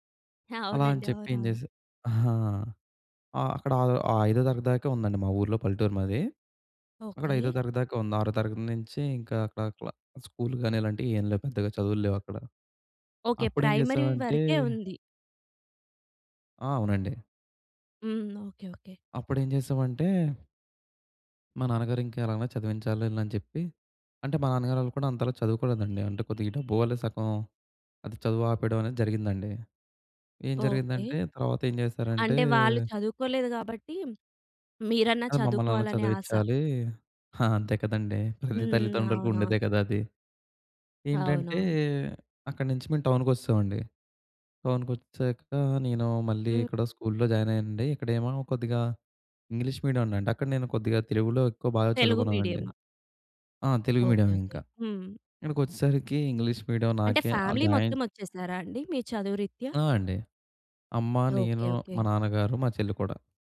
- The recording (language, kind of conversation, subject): Telugu, podcast, పేదరికం లేదా ఇబ్బందిలో ఉన్నప్పుడు అనుకోని సహాయాన్ని మీరు ఎప్పుడైనా స్వీకరించారా?
- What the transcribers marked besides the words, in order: laughing while speaking: "అవునండి. అవునవును"; in English: "ప్రైమరీ"; other background noise; horn; in English: "స్కూల్‌లో జాయిన్"; in English: "ఫ్యామిలీ"; in English: "జాయిన్"